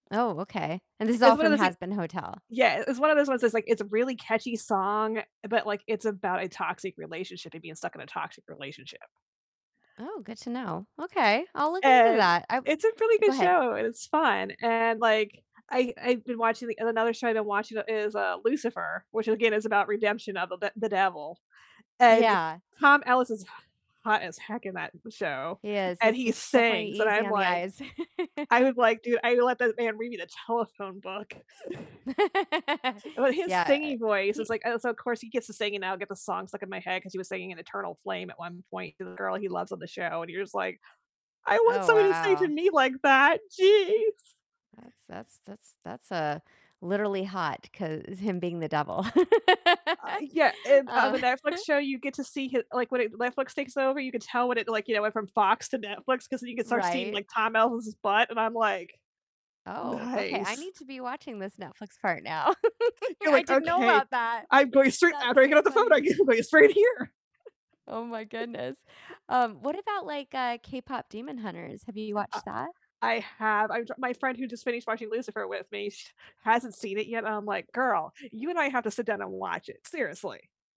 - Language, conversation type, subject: English, unstructured, How do you discover new music these days, and which finds have really stuck with you?
- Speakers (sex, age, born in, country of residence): female, 45-49, United States, United States; female, 45-49, United States, United States
- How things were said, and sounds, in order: distorted speech; laugh; chuckle; laugh; laugh; chuckle; laugh; laughing while speaking: "go gonna"; laugh